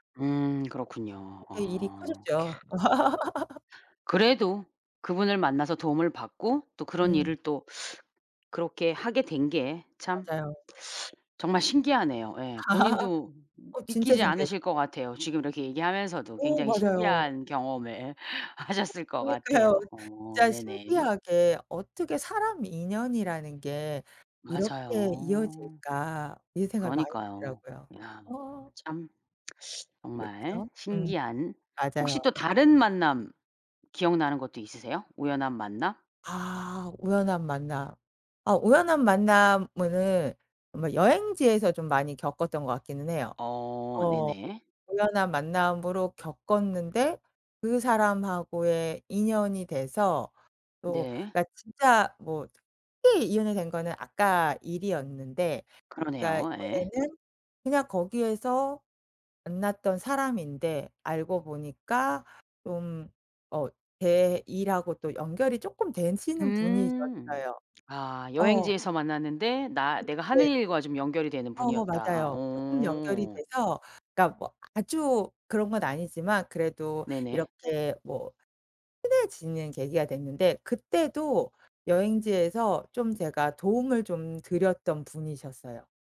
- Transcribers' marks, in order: laugh; inhale; laugh; laughing while speaking: "하셨을 것 같아요"; other background noise; lip smack
- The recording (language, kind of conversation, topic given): Korean, podcast, 우연한 만남으로 얻게 된 기회에 대해 이야기해줄래?